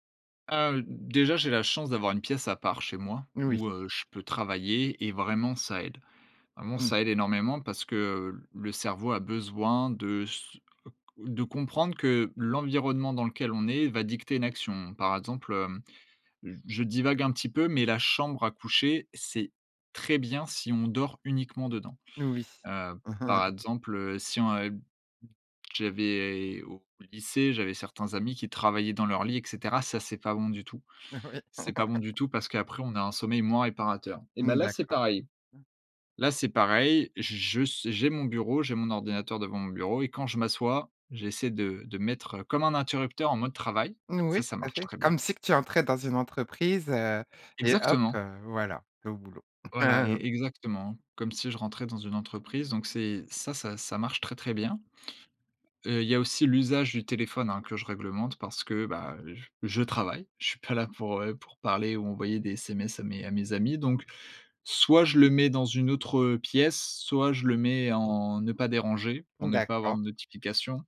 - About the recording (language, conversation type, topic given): French, podcast, Comment trouves-tu l’équilibre entre le travail et la vie personnelle ?
- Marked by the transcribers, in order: chuckle; laughing while speaking: "Heu, oui"; chuckle; chuckle